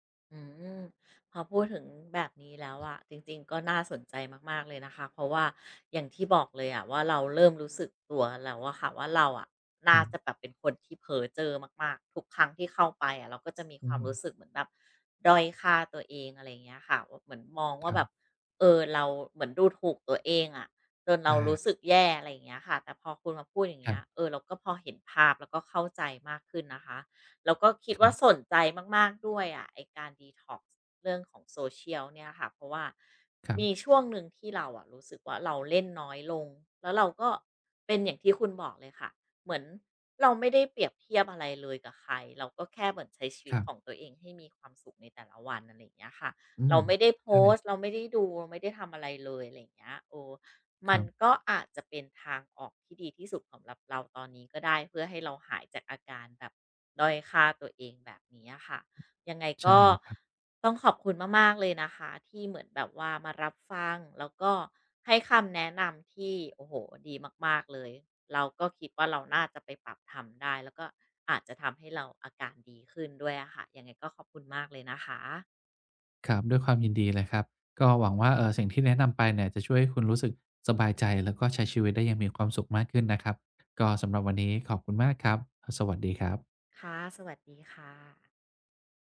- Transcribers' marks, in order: tapping
- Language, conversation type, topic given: Thai, advice, ควรทำอย่างไรเมื่อรู้สึกแย่จากการเปรียบเทียบตัวเองกับภาพที่เห็นบนโลกออนไลน์?